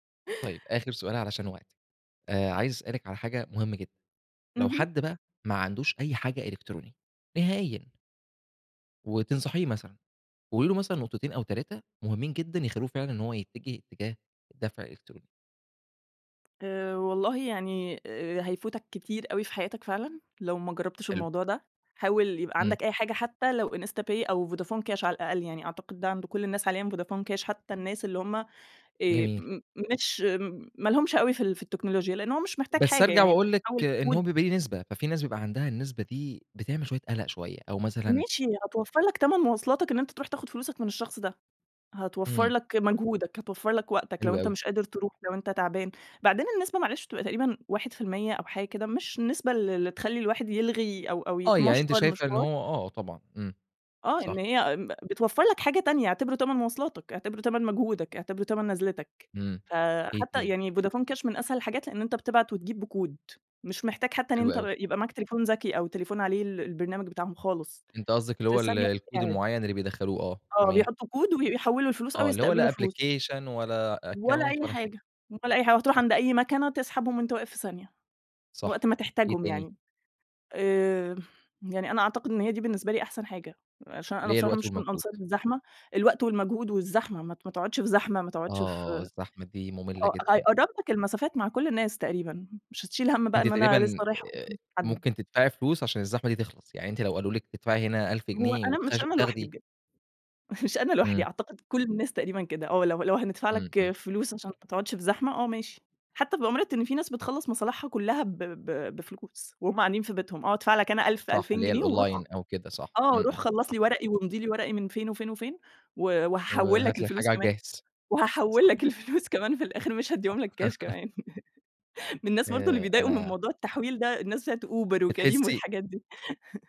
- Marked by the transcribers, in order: tapping; in English: "Application"; in English: "account"; chuckle; in English: "الأونلاين"; laughing while speaking: "وهاحوِّل لك الفلوس كمان في الآخر مش هاديهم لك كاش كمان"; laugh
- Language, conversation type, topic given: Arabic, podcast, إيه رأيك في الدفع الإلكتروني بدل الكاش؟